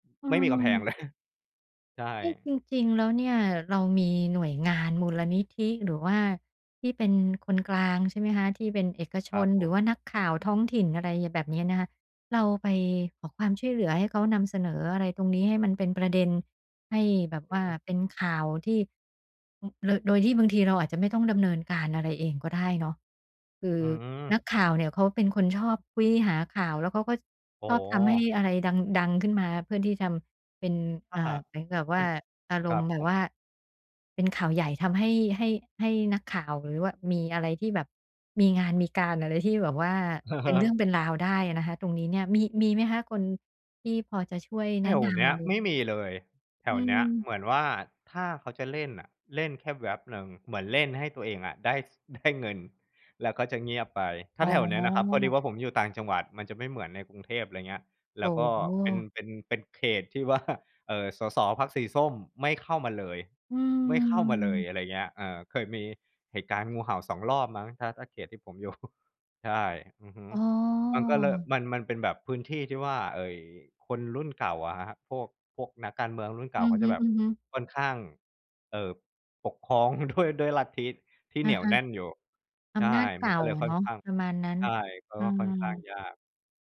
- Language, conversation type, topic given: Thai, advice, ควรปรับพฤติกรรมการใช้ชีวิตอย่างไรให้เข้ากับสังคมใหม่?
- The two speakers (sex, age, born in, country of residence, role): female, 50-54, Thailand, Thailand, advisor; male, 35-39, Thailand, Thailand, user
- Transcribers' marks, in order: laughing while speaking: "เลย"; laugh; other background noise; laughing while speaking: "ว่า"; laughing while speaking: "อยู่"; laughing while speaking: "ด้วย"; tapping